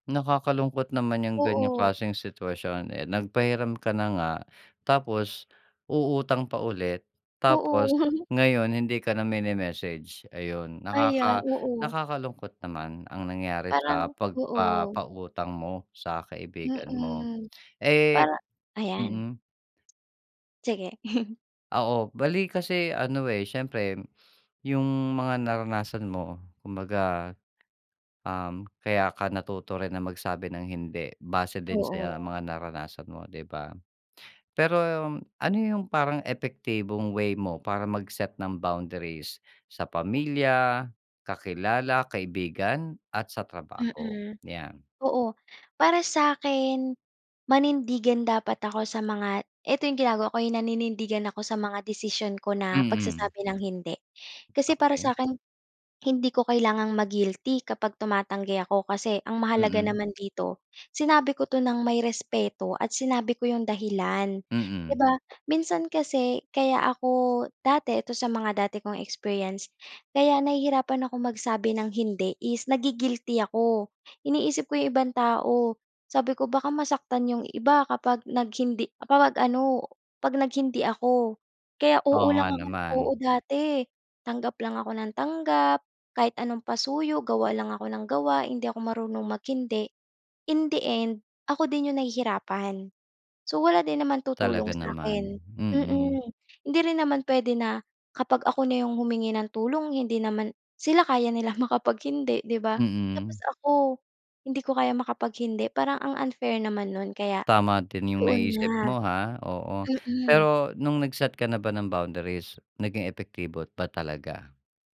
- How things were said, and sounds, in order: fan; chuckle; other background noise; chuckle; tapping
- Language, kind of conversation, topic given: Filipino, podcast, Paano ka tumatanggi nang hindi nakakasakit?